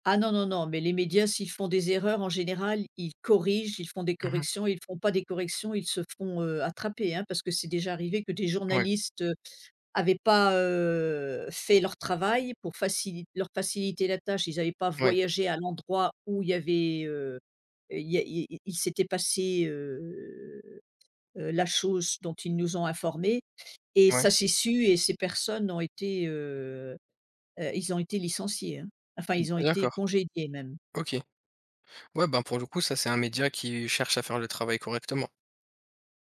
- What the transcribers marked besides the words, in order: drawn out: "heu"; drawn out: "heu"; tapping
- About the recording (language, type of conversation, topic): French, unstructured, Quel rôle les médias jouent-ils, selon toi, dans notre société ?